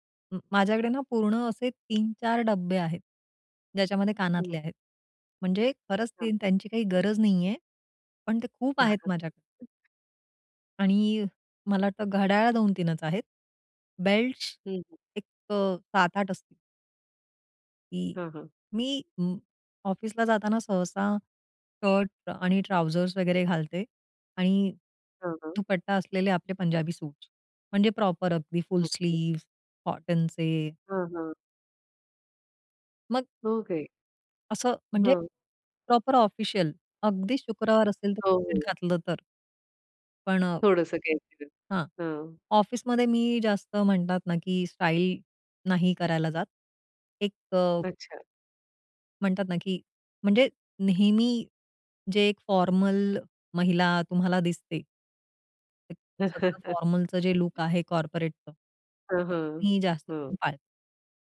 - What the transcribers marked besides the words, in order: tapping; "ते" said as "तीन"; chuckle; in English: "बेल्ट्स"; other background noise; in English: "ट्राउझर"; in English: "प्रॉपर"; in English: "स्लीव्ह्ज"; in English: "प्रॉपर"; unintelligible speech; in English: "फॉर्मल"; unintelligible speech; laugh; unintelligible speech; in English: "कॉर्पोरेटचं"
- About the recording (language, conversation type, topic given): Marathi, podcast, कपड्यांमध्ये आराम आणि देखणेपणा यांचा समतोल तुम्ही कसा साधता?